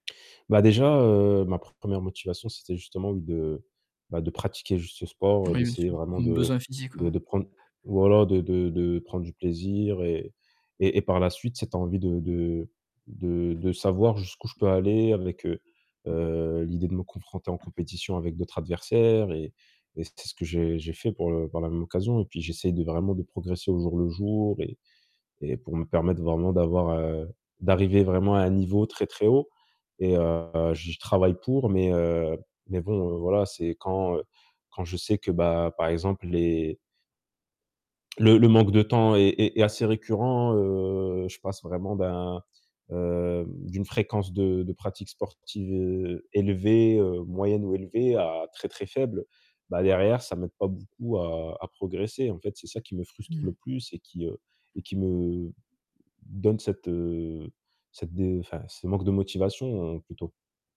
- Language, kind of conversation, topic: French, advice, Comment puis-je retrouver la motivation pour reprendre mes habitudes après un coup de mou ?
- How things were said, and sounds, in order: tapping; other background noise; distorted speech; "sportive" said as "sporti"; other noise